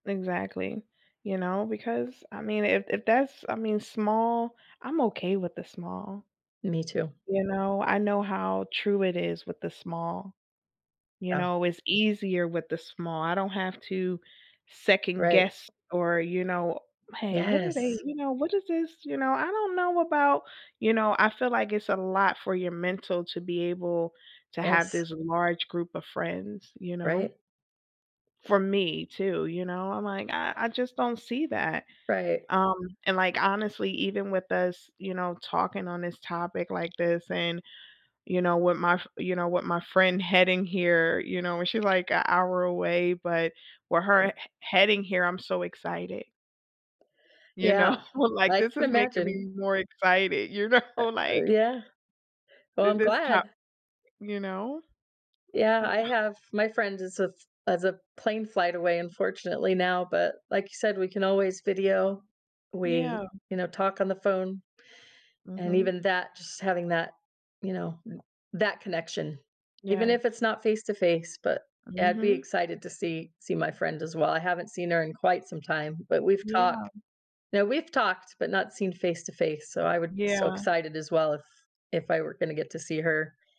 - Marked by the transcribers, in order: other background noise; tapping; background speech; laughing while speaking: "know"; laughing while speaking: "know"
- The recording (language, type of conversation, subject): English, unstructured, How do friendships shape our sense of purpose and direction in life?
- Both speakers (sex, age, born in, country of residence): female, 40-44, United States, United States; female, 50-54, United States, United States